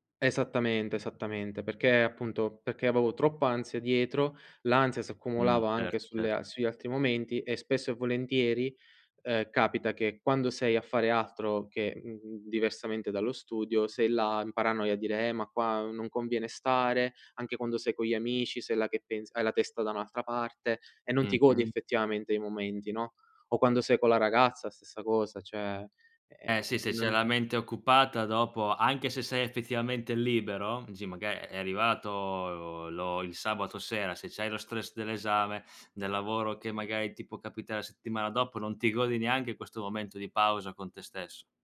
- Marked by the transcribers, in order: other background noise; drawn out: "mhmm"; drawn out: "arrivato"
- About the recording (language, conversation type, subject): Italian, podcast, Come bilanci lavoro e vita privata per evitare di arrivare al limite?